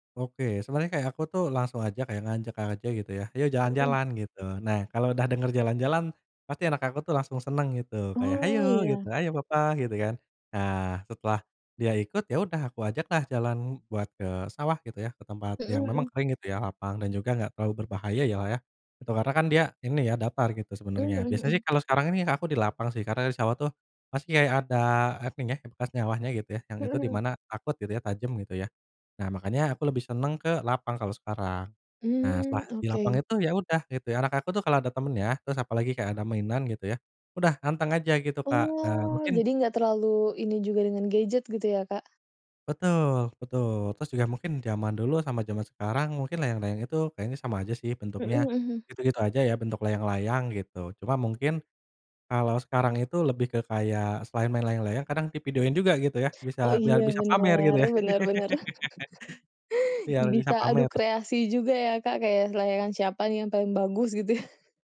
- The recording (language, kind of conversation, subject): Indonesian, podcast, Mainan tradisional Indonesia apa yang paling kamu suka?
- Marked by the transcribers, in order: drawn out: "Oh"; tapping; laugh; laugh